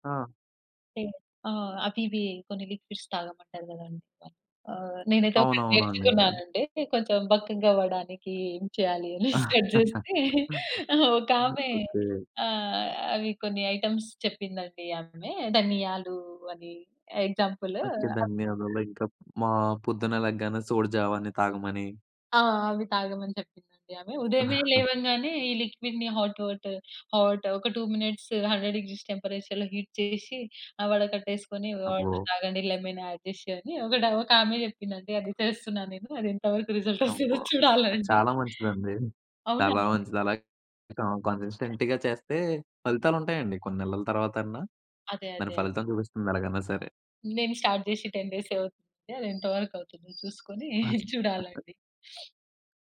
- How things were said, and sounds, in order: in English: "లిక్విడ్స్"; chuckle; in English: "సర్చ్"; in English: "ఐటెమ్స్"; other background noise; chuckle; in English: "లిక్విడ్‌ని హాట్ వాటర్ హాట్"; in English: "టూ మినిట్స్ హండ్రెడ్ డిగ్రీస్ టెంపరేచర్‌లో హీట్"; in English: "వాటర్"; in English: "లెమన్ అడ్"; laughing while speaking: "వరకు రిజల్ట్ వస్తుందో చూడాలండి"; in English: "రిజల్ట్"; in English: "క కన్సిస్టెంట్‌గా"; in English: "స్టార్ట్"; in English: "టెన్ డేసే"; unintelligible speech; chuckle; sniff
- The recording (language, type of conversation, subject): Telugu, podcast, మీరు సోషల్‌మీడియా ఇన్‌ఫ్లూఎన్సర్‌లను ఎందుకు అనుసరిస్తారు?